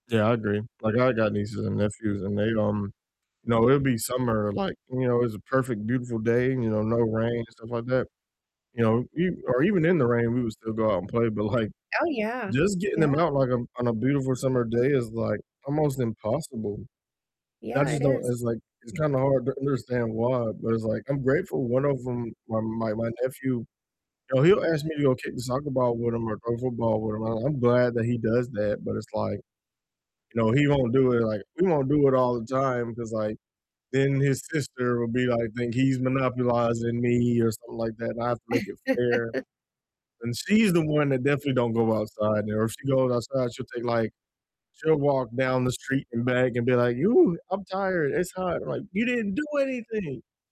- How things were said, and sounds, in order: distorted speech; laughing while speaking: "like"; chuckle
- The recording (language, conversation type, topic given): English, unstructured, Which nearby trail or neighborhood walk do you love recommending, and why should we try it together?
- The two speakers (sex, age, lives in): female, 45-49, United States; male, 30-34, United States